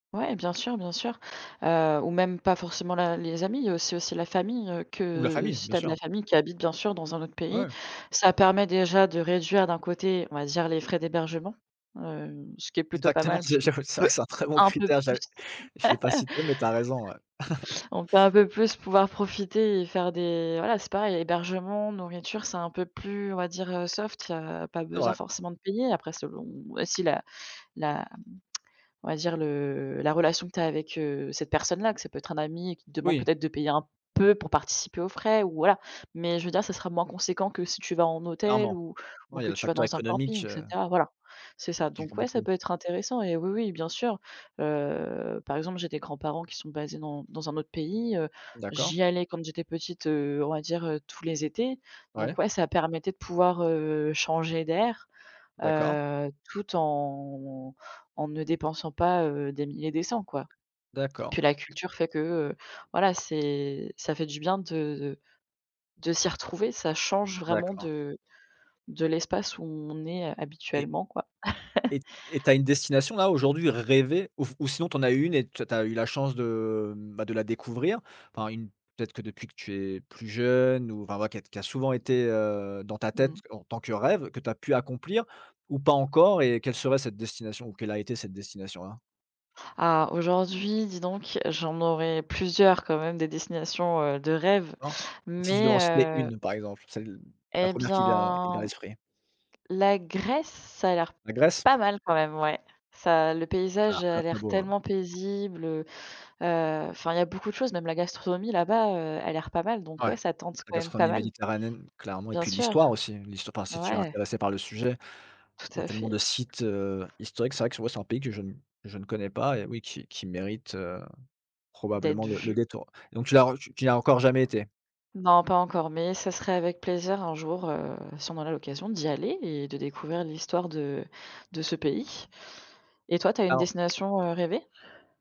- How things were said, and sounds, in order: laughing while speaking: "Exactement, j'ai j'ai c'est vrai c'est un très bon critère, j'ai"; laugh; chuckle; tsk; other background noise; tapping; chuckle; "gastronomie" said as "gastromie"
- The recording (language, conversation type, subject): French, unstructured, Comment choisis-tu ta prochaine destination de voyage ?